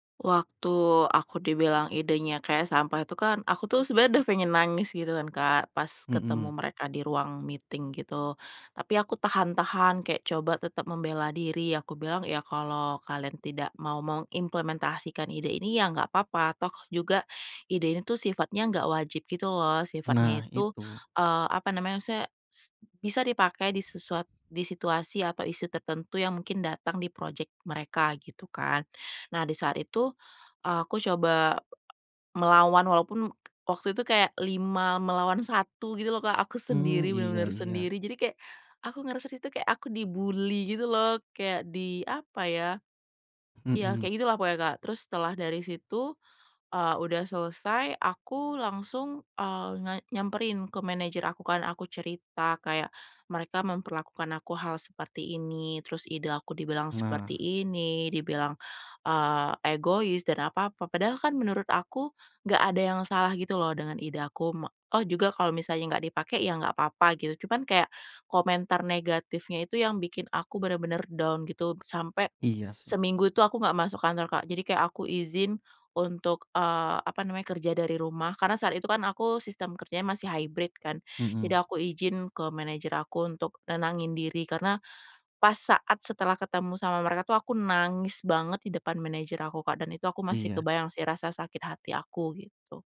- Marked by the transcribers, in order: in English: "meeting"; other noise; other background noise; in English: "down"
- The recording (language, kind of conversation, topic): Indonesian, podcast, Bagaimana kamu menangani kritik tanpa kehilangan jati diri?